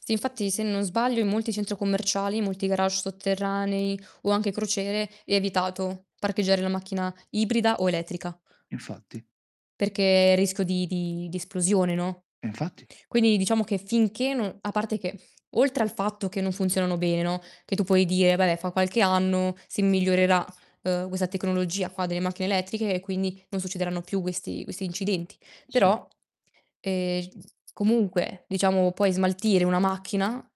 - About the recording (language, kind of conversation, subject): Italian, unstructured, Come può la tecnologia aiutare a proteggere l’ambiente?
- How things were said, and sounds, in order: distorted speech; tapping